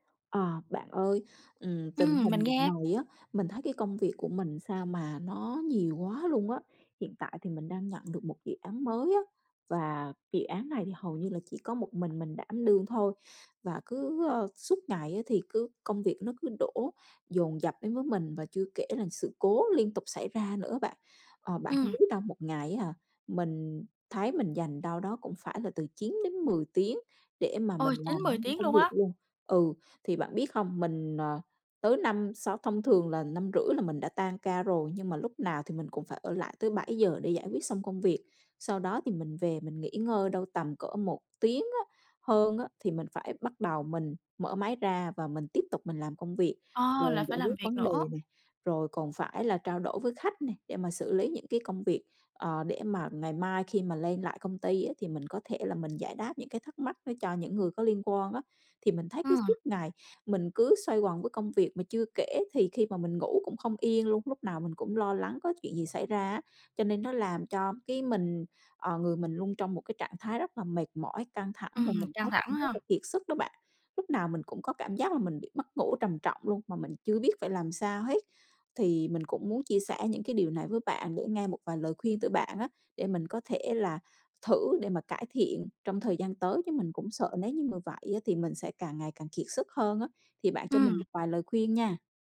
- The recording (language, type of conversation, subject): Vietnamese, advice, Bạn cảm thấy thế nào khi công việc quá tải khiến bạn lo sợ bị kiệt sức?
- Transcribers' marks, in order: other background noise; tapping; unintelligible speech